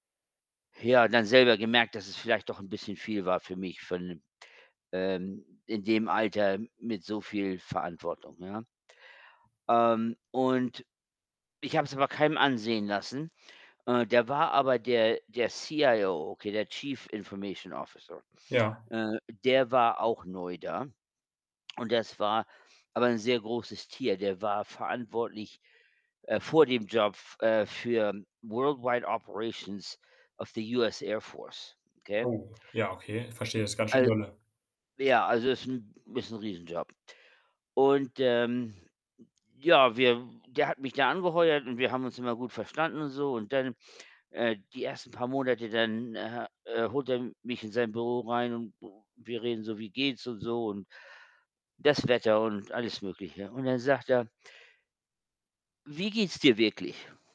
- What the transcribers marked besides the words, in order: tapping; in English: "Chief Information Officer"; in English: "world wide operations of the US Air Force"; other background noise
- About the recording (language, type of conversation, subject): German, podcast, Wann hat ein Gespräch bei dir alles verändert?